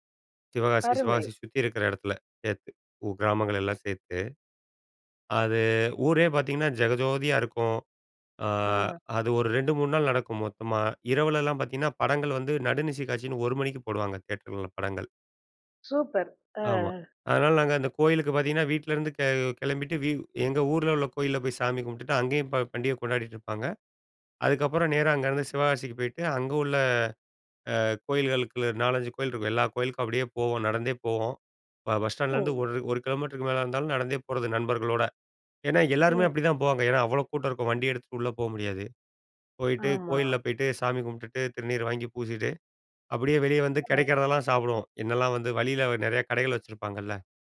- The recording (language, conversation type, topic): Tamil, podcast, வெவ்வேறு திருவிழாக்களை கொண்டாடுவது எப்படி இருக்கிறது?
- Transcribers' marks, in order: in English: "தியேட்டர்ல"; other background noise